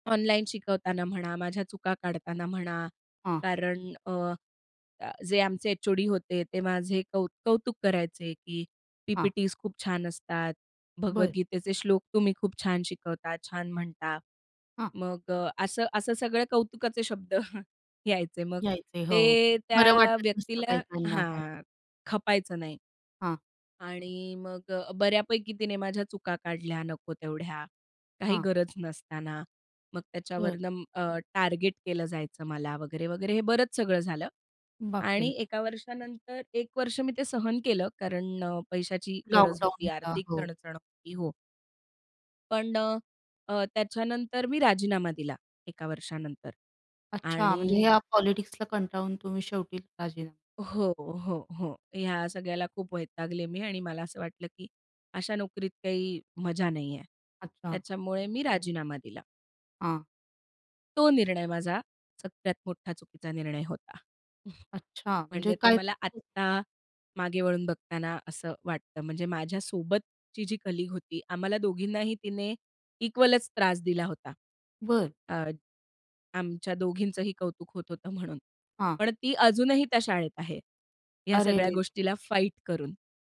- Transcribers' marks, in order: tapping; chuckle; other background noise; in English: "पॉलिटिक्सला"; chuckle; unintelligible speech; in English: "कलीग"; in English: "इक्वलच"
- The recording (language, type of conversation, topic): Marathi, podcast, एखाद्या निर्णयाबद्दल पश्चात्ताप वाटत असेल, तर पुढे तुम्ही काय कराल?